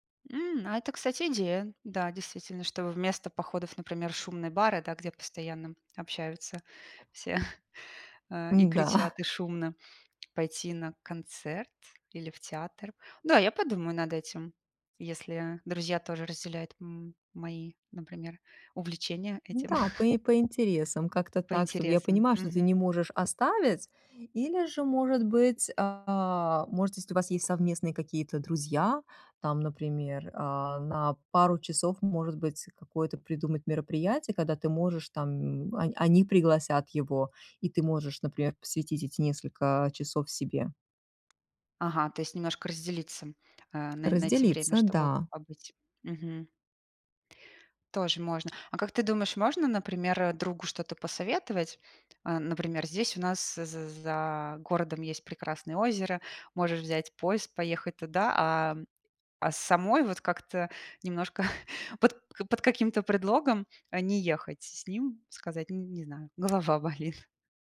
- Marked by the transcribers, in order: other background noise; tapping; laughing while speaking: "М-да"; chuckle; chuckle; laughing while speaking: "немножко"
- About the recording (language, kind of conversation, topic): Russian, advice, Как справляться с усталостью и перегрузкой во время праздников